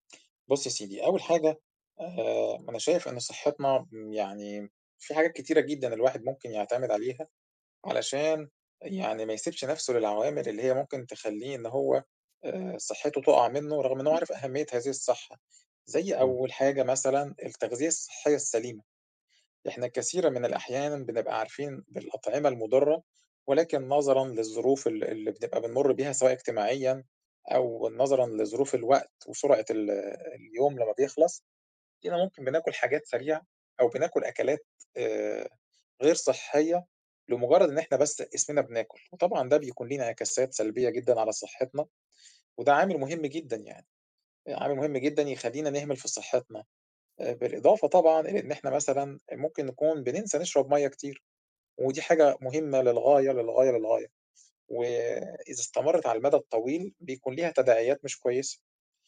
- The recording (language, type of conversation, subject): Arabic, unstructured, هل بتخاف من عواقب إنك تهمل صحتك البدنية؟
- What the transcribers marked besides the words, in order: other background noise